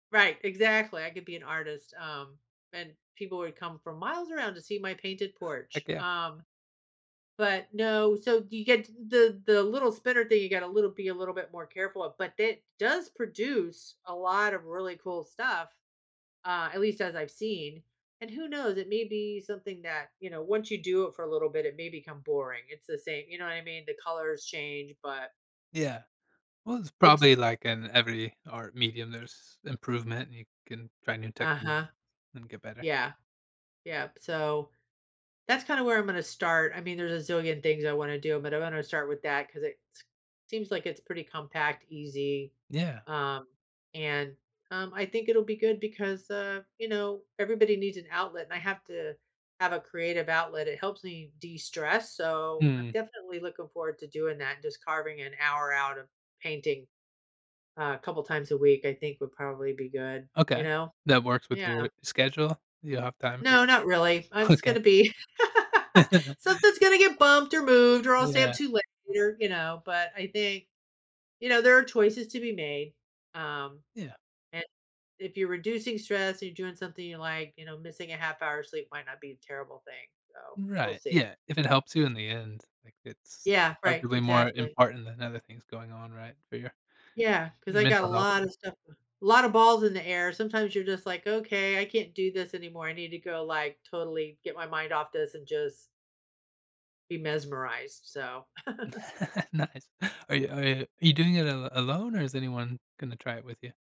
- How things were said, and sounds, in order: tapping; chuckle; laughing while speaking: "Yeah"; chuckle
- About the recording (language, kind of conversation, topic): English, advice, How can I choose a new hobby?
- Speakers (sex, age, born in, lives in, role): female, 60-64, United States, United States, user; male, 35-39, United States, United States, advisor